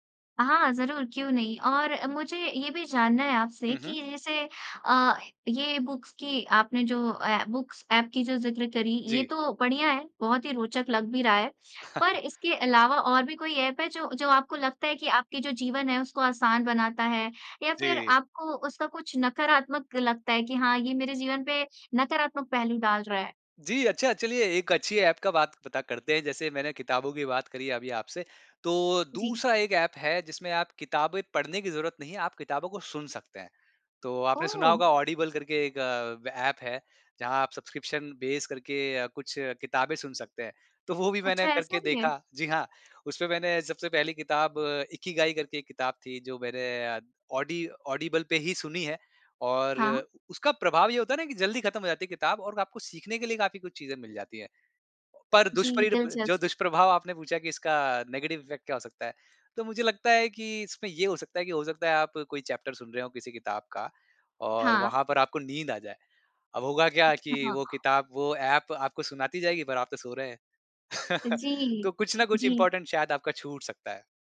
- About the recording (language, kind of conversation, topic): Hindi, podcast, कौन सा ऐप आपकी ज़िंदगी को आसान बनाता है और क्यों?
- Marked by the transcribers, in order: in English: "बुक्स"; in English: "बुक्स"; chuckle; in English: "सब्सक्रिप्शन बेस"; in English: "नेगेटिव इफेक्ट"; in English: "चैप्टर"; unintelligible speech; chuckle; in English: "इम्पोर्टेंट"